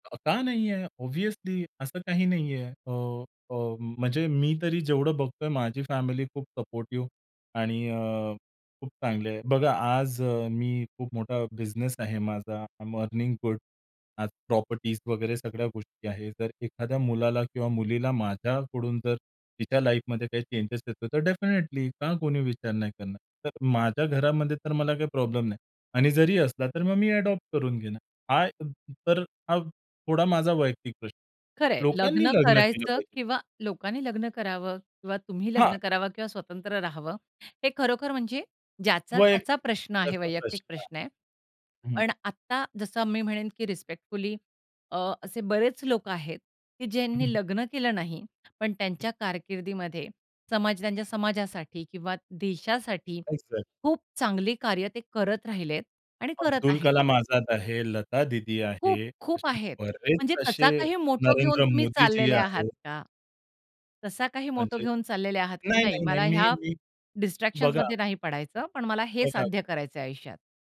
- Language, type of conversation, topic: Marathi, podcast, लग्न करायचं की स्वतंत्र राहायचं—तुम्ही निर्णय कसा घेता?
- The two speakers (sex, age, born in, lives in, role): female, 45-49, India, India, host; male, 30-34, India, India, guest
- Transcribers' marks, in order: in English: "ऑब्व्हियसली"; in English: "आय ॲम अर्निंग गुड"; in English: "डेफिनेटली"; in English: "अडॉप्ट"; in English: "रिस्पेक्टफुली"; other background noise; in English: "मोटो"; in English: "मोटो"; in English: "डिस्ट्रॅक्शन्समध्ये"